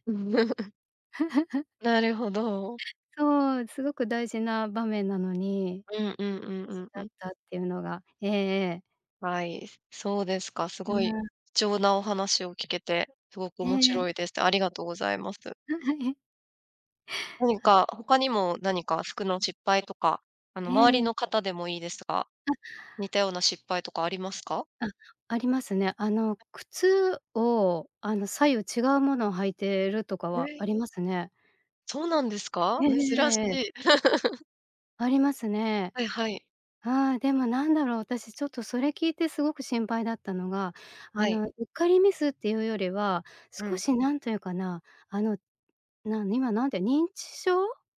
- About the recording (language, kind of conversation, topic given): Japanese, podcast, 服の失敗談、何かある？
- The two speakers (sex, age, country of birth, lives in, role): female, 35-39, Japan, Japan, host; female, 50-54, Japan, Japan, guest
- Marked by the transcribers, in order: chuckle; laugh; unintelligible speech; laugh; unintelligible speech; other noise; laugh